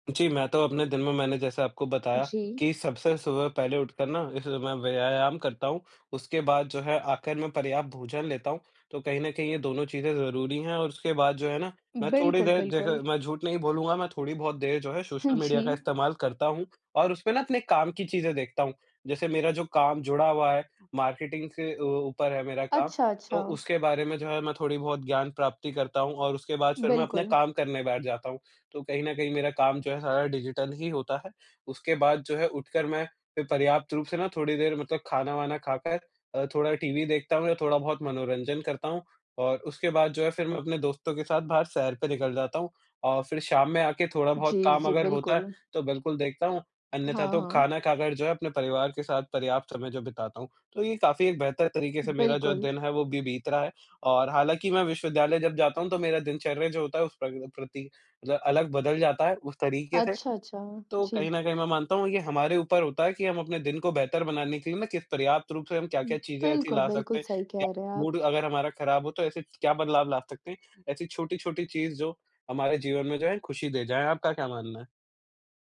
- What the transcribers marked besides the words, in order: in English: "डिजिटल"; in English: "मूड"
- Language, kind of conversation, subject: Hindi, unstructured, आप अपने दिन को बेहतर कैसे बना सकते हैं?